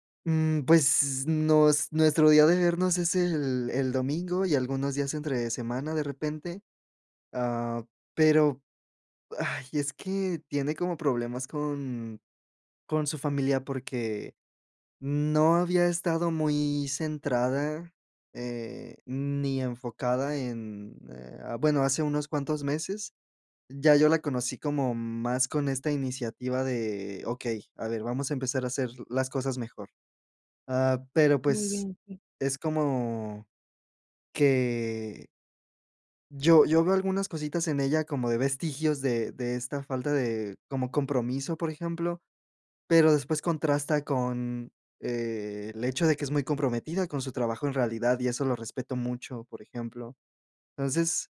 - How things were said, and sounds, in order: none
- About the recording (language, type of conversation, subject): Spanish, advice, ¿Cómo puedo ajustar mis expectativas y establecer plazos realistas?